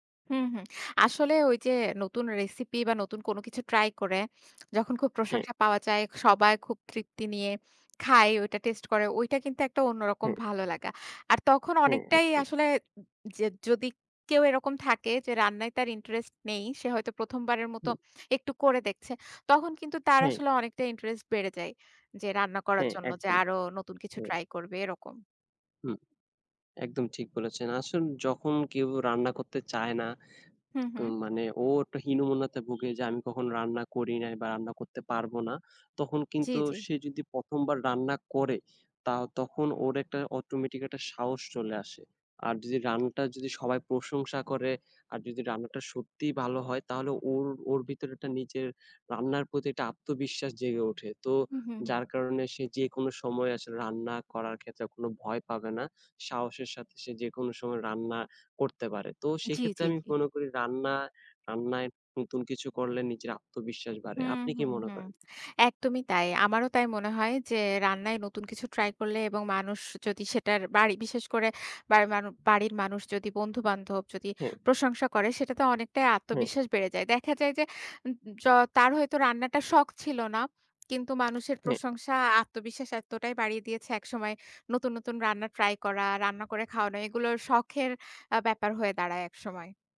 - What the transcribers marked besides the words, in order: other background noise; tapping; horn
- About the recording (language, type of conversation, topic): Bengali, unstructured, আপনি কি কখনও রান্নায় নতুন কোনো রেসিপি চেষ্টা করেছেন?